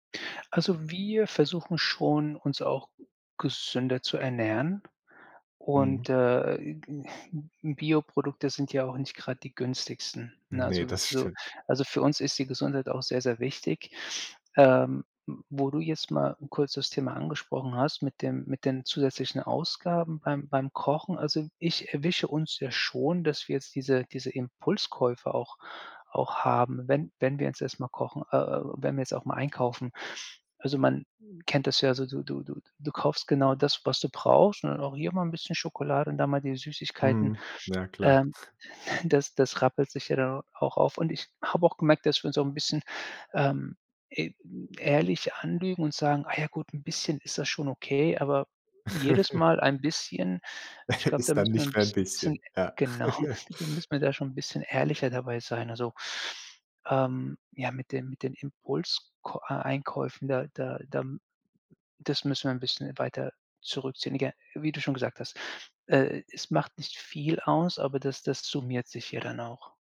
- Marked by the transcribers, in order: other noise; chuckle; chuckle; chuckle; other background noise; chuckle; unintelligible speech
- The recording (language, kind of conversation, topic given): German, advice, Wie komme ich bis zum Monatsende mit meinem Geld aus?